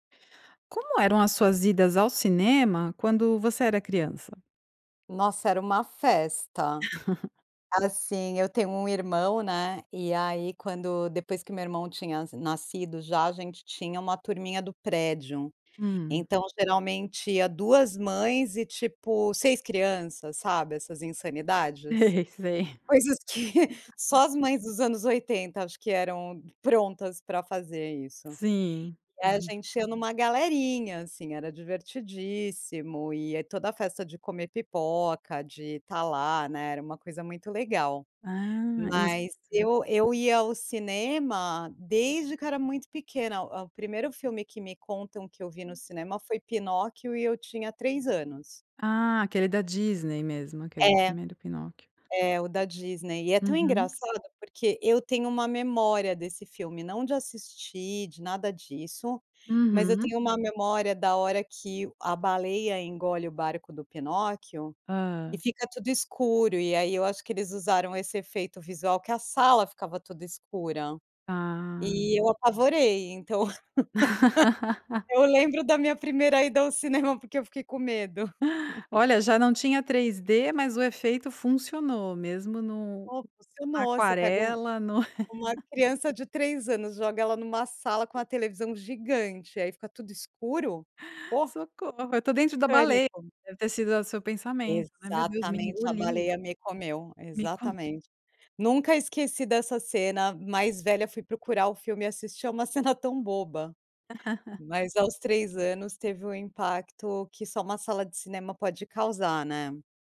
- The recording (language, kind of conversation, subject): Portuguese, podcast, Como era ir ao cinema quando você era criança?
- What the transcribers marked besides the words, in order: tapping; chuckle; laughing while speaking: "Coisas que"; laughing while speaking: "Sei, sei"; chuckle; unintelligible speech; other background noise; laugh; laughing while speaking: "cinema"; chuckle; laugh; laughing while speaking: "cena"; laugh